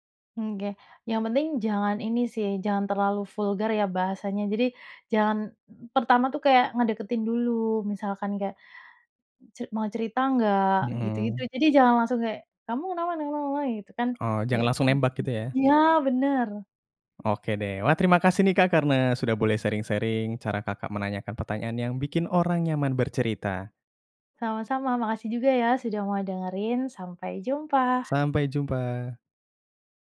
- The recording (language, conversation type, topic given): Indonesian, podcast, Bagaimana cara mengajukan pertanyaan agar orang merasa nyaman untuk bercerita?
- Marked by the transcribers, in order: unintelligible speech; in English: "sharing-sharing"